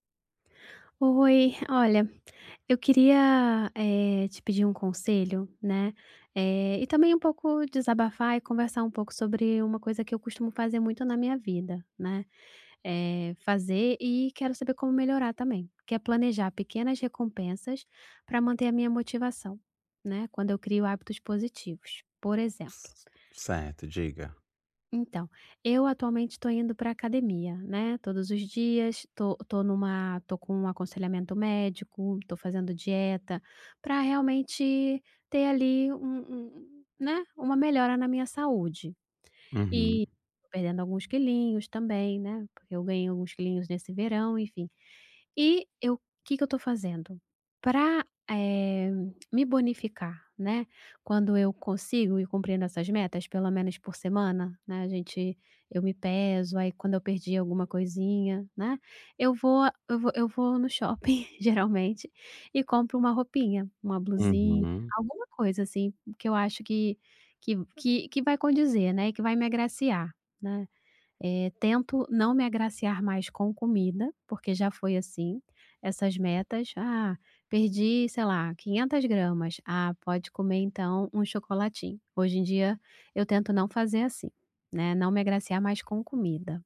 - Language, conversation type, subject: Portuguese, advice, Como posso planejar pequenas recompensas para manter minha motivação ao criar hábitos positivos?
- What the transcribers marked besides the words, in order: other background noise; tapping; chuckle